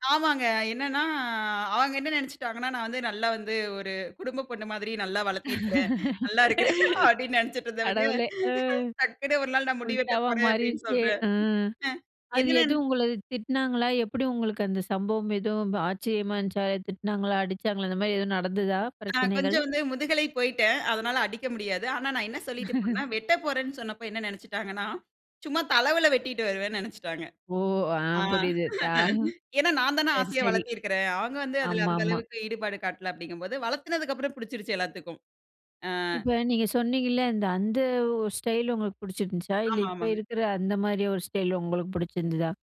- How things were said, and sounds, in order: laugh; laughing while speaking: "நல்லா இருக்கிறேன் அப்பிடின்னு நினைச்சிட்டு இருந்தவங்க … அ எகன என்ன"; chuckle; laugh
- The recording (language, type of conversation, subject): Tamil, podcast, வயது கூடுவதற்கேற்ப உங்கள் உடை அலங்காரப் பாணி எப்படி மாறியது?